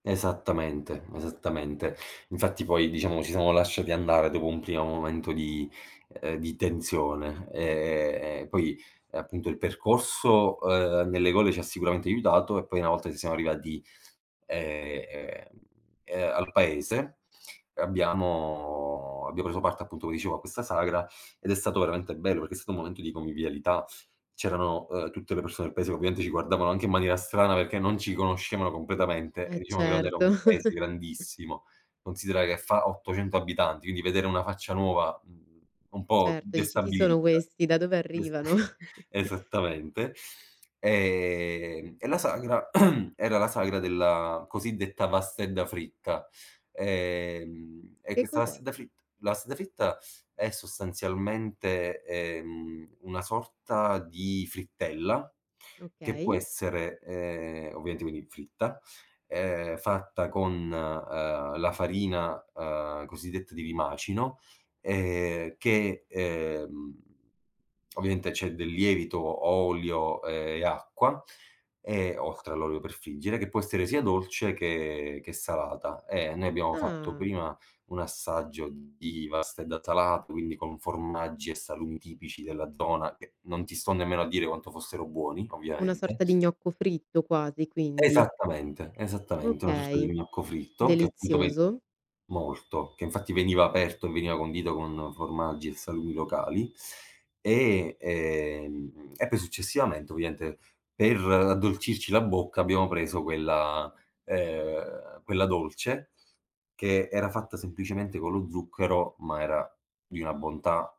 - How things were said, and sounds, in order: tapping; drawn out: "Ehm"; drawn out: "abbiamo"; chuckle; chuckle; chuckle; drawn out: "Ehm"; throat clearing; drawn out: "Ehm"; drawn out: "ehm"; other background noise; "ovviamente" said as "ovviaente"
- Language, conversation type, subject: Italian, podcast, Puoi raccontarmi di un errore di viaggio che si è trasformato in un’avventura?